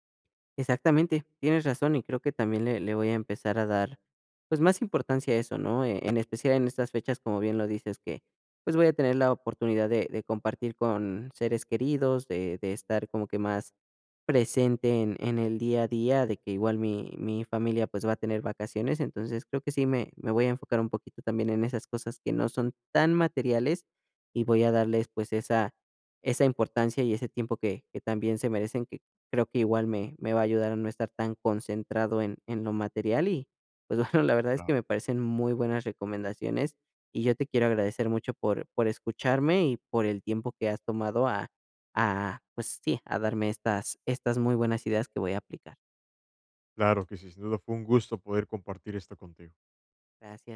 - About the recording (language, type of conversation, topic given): Spanish, advice, ¿Cómo puedo practicar la gratitud a diario y mantenerme presente?
- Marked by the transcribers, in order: none